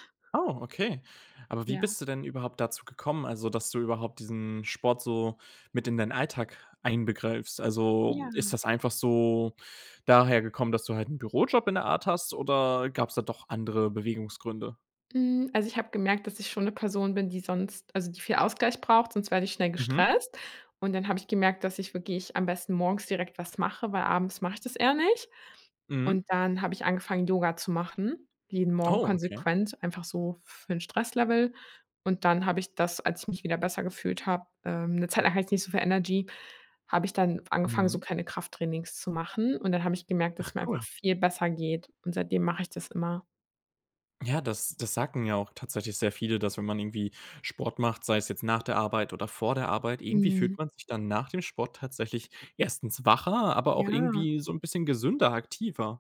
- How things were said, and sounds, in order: tapping; surprised: "Oh"; laughing while speaking: "Zeit lang"; in English: "Energy"; other background noise
- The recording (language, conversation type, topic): German, podcast, Wie integrierst du Bewegung in einen sitzenden Alltag?